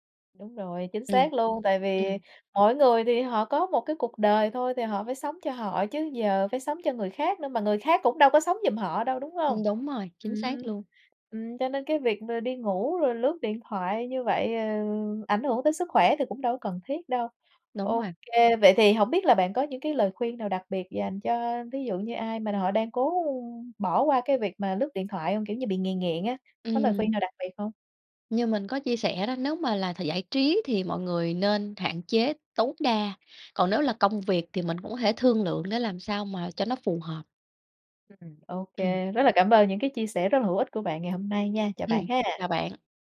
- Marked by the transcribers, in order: other background noise; tapping
- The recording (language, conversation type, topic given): Vietnamese, podcast, Bạn quản lý việc dùng điện thoại hoặc các thiết bị có màn hình trước khi đi ngủ như thế nào?